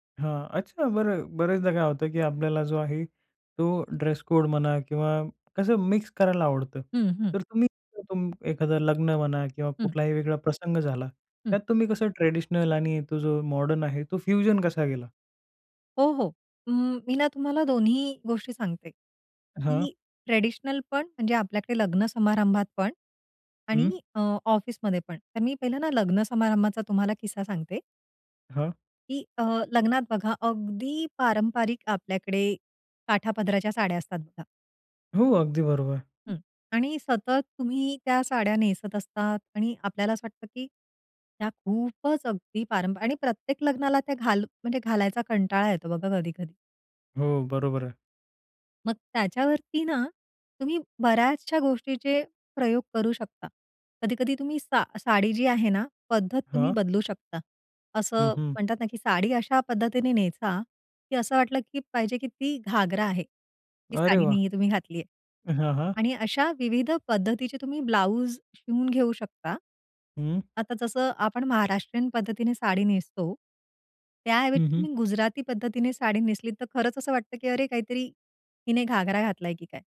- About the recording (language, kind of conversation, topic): Marathi, podcast, पाश्चिमात्य आणि पारंपरिक शैली एकत्र मिसळल्यावर तुम्हाला कसे वाटते?
- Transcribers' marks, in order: tapping; in English: "ड्रेस-कोड"; unintelligible speech; in English: "फ्युजन"; stressed: "अगदी"; other noise